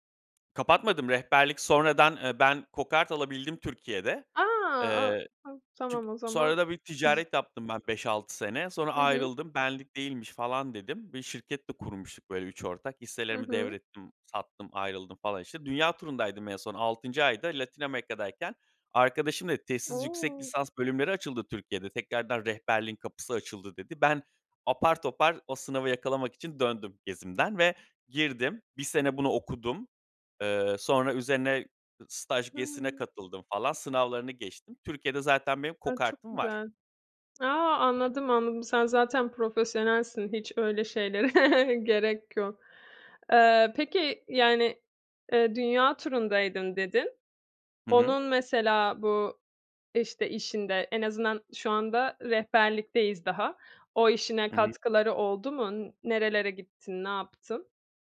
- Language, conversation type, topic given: Turkish, podcast, Bu iş hayatını nasıl etkiledi ve neleri değiştirdi?
- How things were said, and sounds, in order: chuckle; chuckle